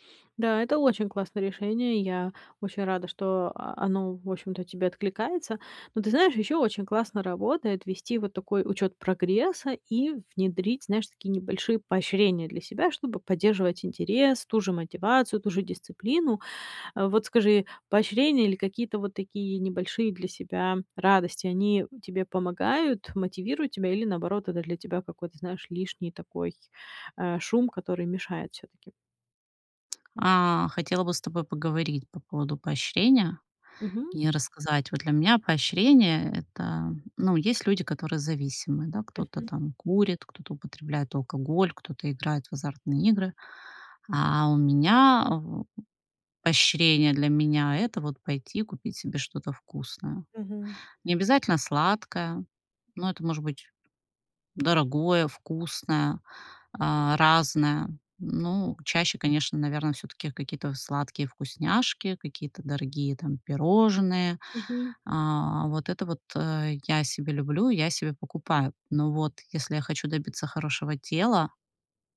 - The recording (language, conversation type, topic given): Russian, advice, Почему мне трудно регулярно мотивировать себя без тренера или группы?
- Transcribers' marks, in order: tapping